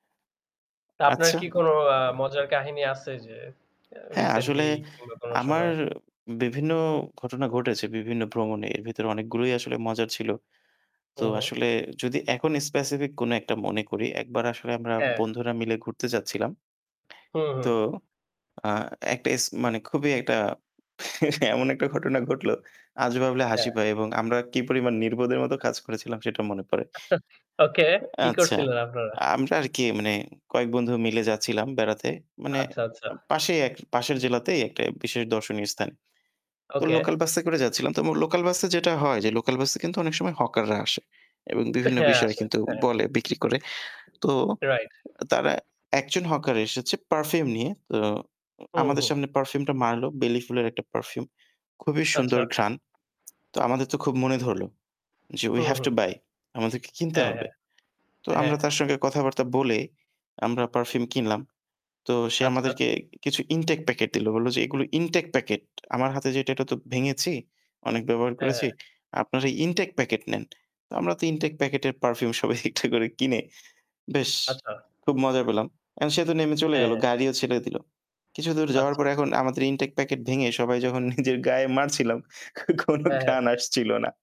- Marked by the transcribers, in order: static; tapping; lip smack; laughing while speaking: "এমন একটা ঘটনা ঘটলো"; chuckle; other background noise; laughing while speaking: "সবাই একটা করে কিনে"; laughing while speaking: "সবাই যখন নিজের গায়ে মারছিলাম কোনো ঘ্রাণ আসছিল না"
- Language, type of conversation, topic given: Bengali, unstructured, ভ্রমণের সময় আপনার সবচেয়ে মজার অভিজ্ঞতা কী ছিল?